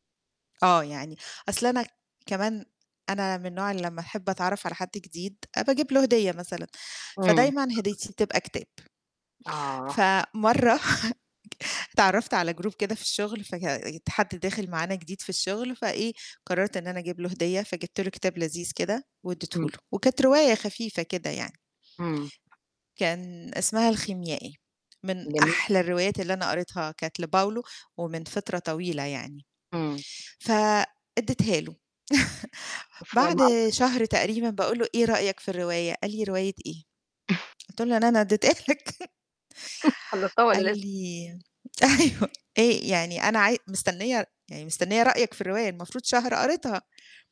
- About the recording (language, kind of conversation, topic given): Arabic, podcast, إزاي تبني عادة إنك تتعلم باستمرار في حياتك اليومية؟
- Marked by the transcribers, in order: chuckle; in English: "group"; other background noise; chuckle; distorted speech; chuckle; laughing while speaking: "ادّيتها لك"; chuckle; laughing while speaking: "أيوه"